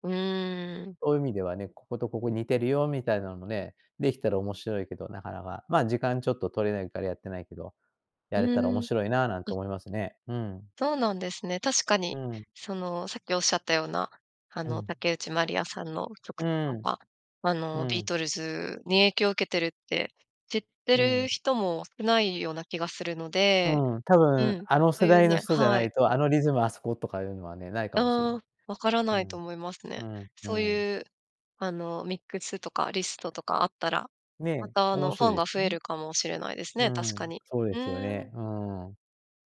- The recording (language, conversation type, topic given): Japanese, podcast, 一番影響を受けたアーティストはどなたですか？
- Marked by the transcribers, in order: none